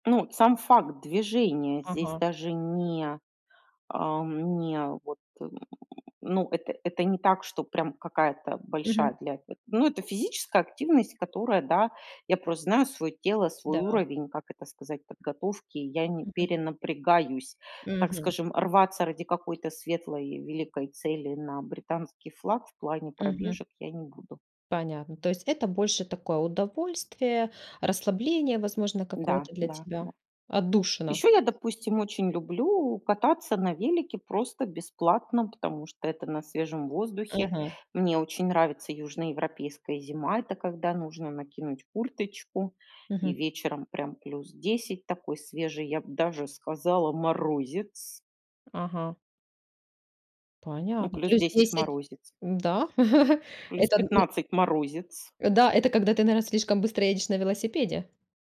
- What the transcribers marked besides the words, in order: chuckle; tapping
- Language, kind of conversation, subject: Russian, podcast, Какие удовольствия на свежем воздухе не требуют денег?